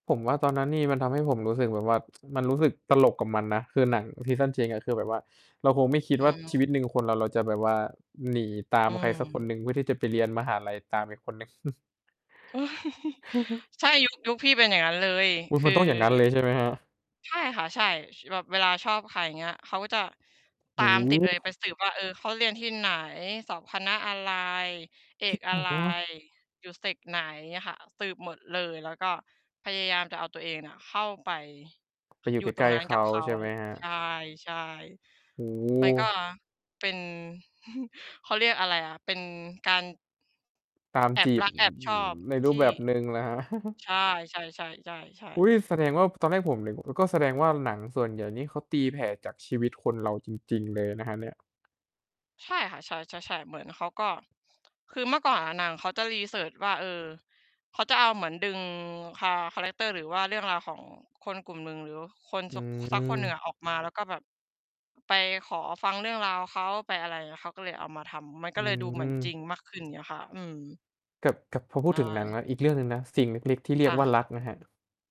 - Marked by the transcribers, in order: distorted speech; tsk; chuckle; tapping; chuckle; chuckle; other background noise; in English: "รีเซิร์ช"
- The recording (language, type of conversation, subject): Thai, unstructured, เคยมีเพลงไหนที่ทำให้คุณนึกถึงวัยเด็กบ้างไหม?